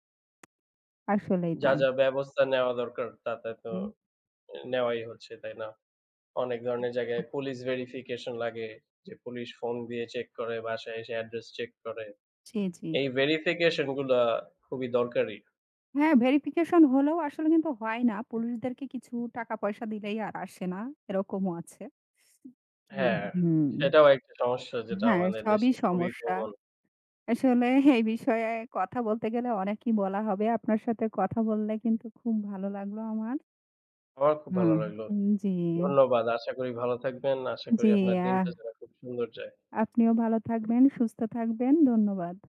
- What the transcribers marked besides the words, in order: tapping; other background noise; scoff
- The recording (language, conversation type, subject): Bengali, unstructured, পরিচয় গোপন করলে কী কী সমস্যা হতে পারে?